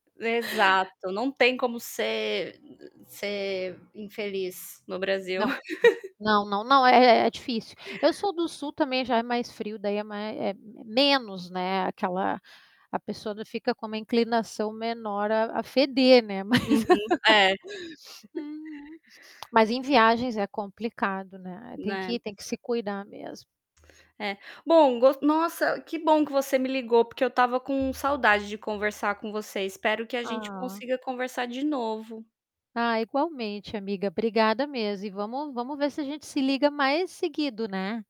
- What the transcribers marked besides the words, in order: other background noise; chuckle; laugh; chuckle; lip smack
- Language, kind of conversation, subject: Portuguese, unstructured, Qual foi a pior experiência que você já teve viajando?
- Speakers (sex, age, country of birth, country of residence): female, 30-34, United States, Spain; female, 40-44, Brazil, United States